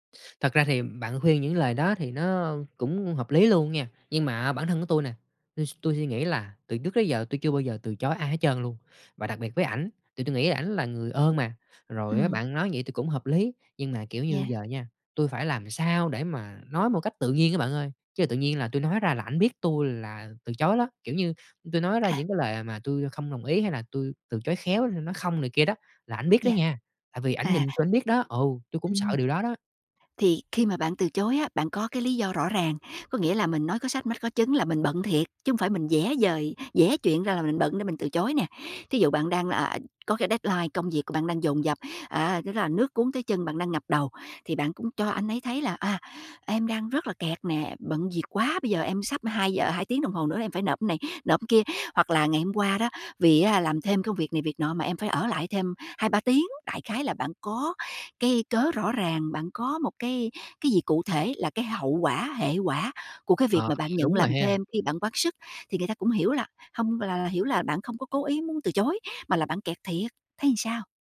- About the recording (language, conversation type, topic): Vietnamese, advice, Bạn lợi dụng mình nhưng mình không biết từ chối
- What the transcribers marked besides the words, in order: tapping; other background noise; in English: "deadline"